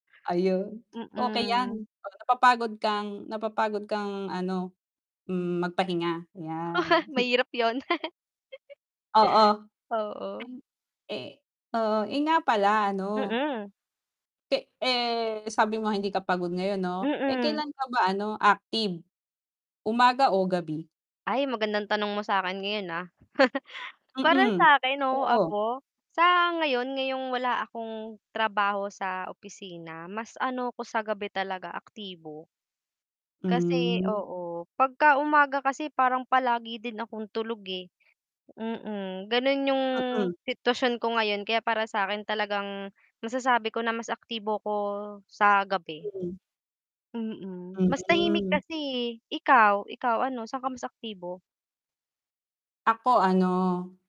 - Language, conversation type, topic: Filipino, unstructured, Sa pagitan ng umaga at gabi, kailan ka mas aktibo?
- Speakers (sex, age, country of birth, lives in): female, 20-24, Philippines, Philippines; female, 35-39, Philippines, Finland
- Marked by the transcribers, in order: tapping; chuckle; chuckle; distorted speech; chuckle; static; mechanical hum